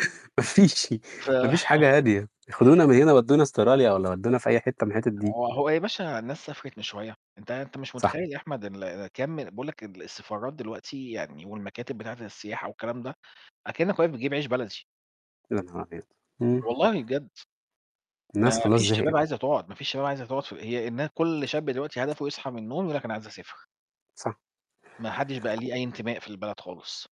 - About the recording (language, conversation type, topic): Arabic, unstructured, هل إنت شايف إن الصدق دايمًا أحسن سياسة؟
- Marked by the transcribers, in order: static; chuckle; tapping; unintelligible speech; other background noise